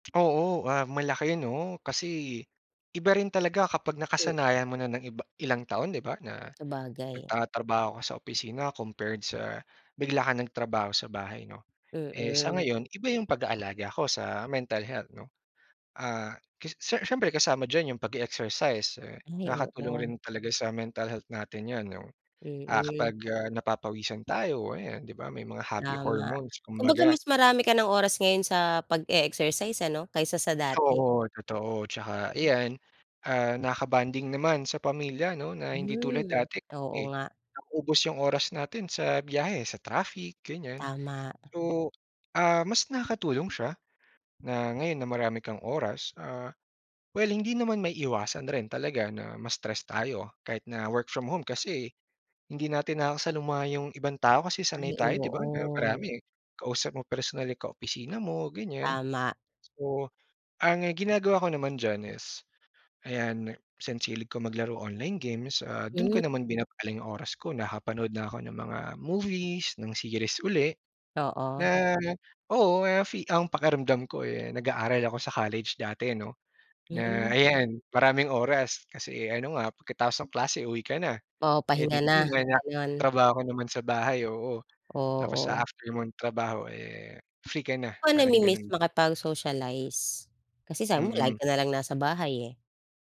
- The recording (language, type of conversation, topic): Filipino, podcast, Paano mo pinangangalagaan ang kalusugang pangkaisipan habang nagtatrabaho?
- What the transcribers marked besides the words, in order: tapping; other background noise; in English: "happy hormones"; other noise